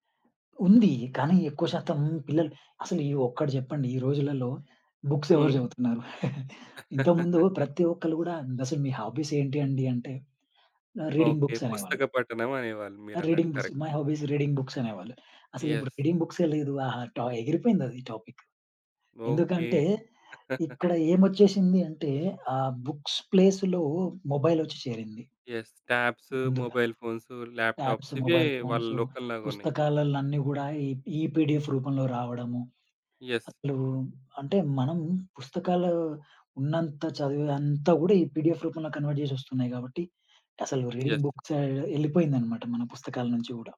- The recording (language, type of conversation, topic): Telugu, podcast, నేటి యువతలో ఆచారాలు మారుతున్నాయా? మీ అనుభవం ఏంటి?
- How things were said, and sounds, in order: in English: "బుక్స్"; chuckle; in English: "రీడింగ్ బుక్స్"; in English: "కరెక్ట్"; in English: "రీడింగ్ బుక్స్, మై హాబీ ఈస్ రీడింగ్ బుక్స్"; in English: "యెస్"; in English: "రీడింగ్"; in English: "టాపిక్"; chuckle; in English: "బుక్స్ ప్లేస్‌లో మొబైల్"; in English: "యెస్"; in English: "మొబైల్"; in English: "ల్యాప్‌టాప్స్"; in English: "పిడిఎఫ్"; in English: "యెస్"; in English: "పిడిఎఫ్"; in English: "కన్వర్ట్"; in English: "రీడింగ్"; other background noise; in English: "యెస్"